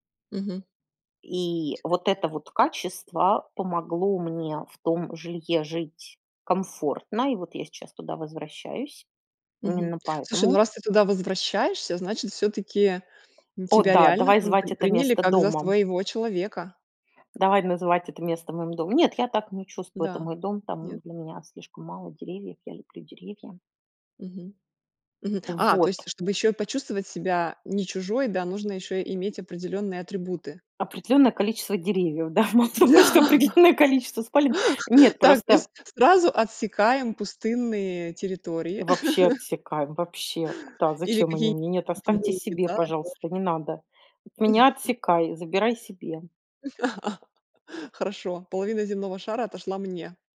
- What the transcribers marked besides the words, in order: other background noise; tapping; laughing while speaking: "Мало того, что определенное количество спален"; laughing while speaking: "Да. Так, то есть сразу"; laugh; chuckle; laugh
- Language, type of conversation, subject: Russian, podcast, Расскажи о месте, где ты чувствовал(а) себя чужим(ой), но тебя приняли как своего(ю)?